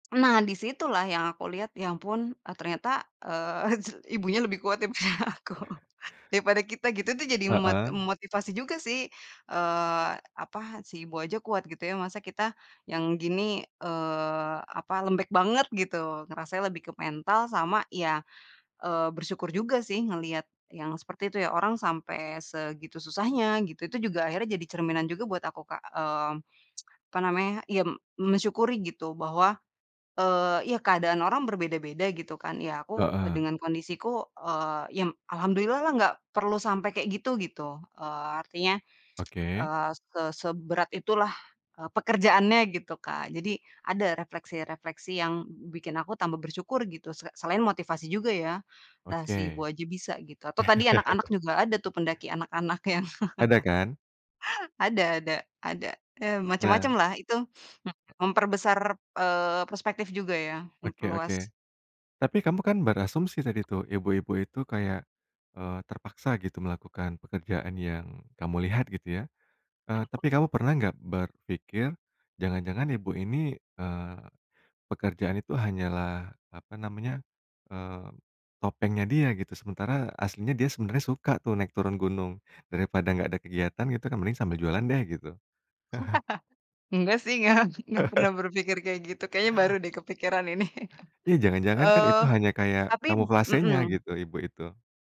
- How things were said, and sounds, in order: chuckle; laughing while speaking: "aku"; tsk; tsk; chuckle; chuckle; other background noise; unintelligible speech; chuckle; chuckle
- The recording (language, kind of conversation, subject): Indonesian, podcast, Pengalaman perjalanan apa yang paling mengubah cara pandangmu?